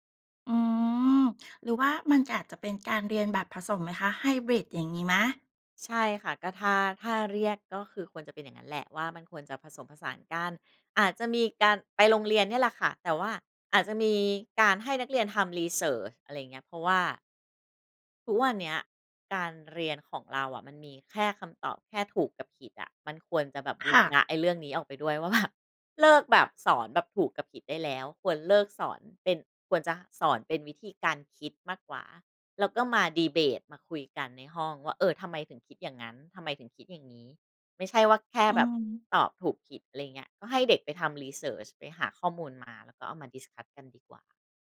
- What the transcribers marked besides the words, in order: in English: "รีเซิร์ช"; laughing while speaking: "ว่า"; in English: "ดีเบต"; in English: "รีเซิร์ช"; in English: "discuss"
- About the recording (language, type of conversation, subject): Thai, podcast, การเรียนออนไลน์เปลี่ยนแปลงการศึกษาอย่างไรในมุมมองของคุณ?